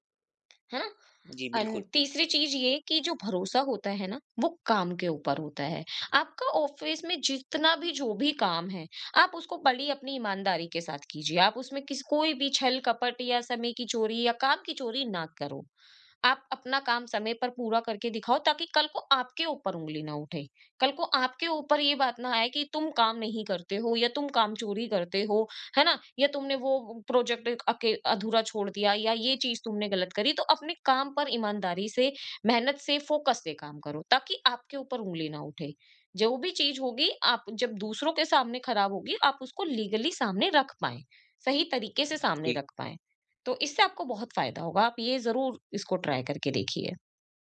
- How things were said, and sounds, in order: in English: "एंड"; in English: "ऑफिस"; in English: "फोकस"; in English: "लीगली"; tapping; in English: "ट्राई"
- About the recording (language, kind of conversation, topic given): Hindi, advice, आपको काम पर अपनी असली पहचान छिपाने से मानसिक थकान कब और कैसे महसूस होती है?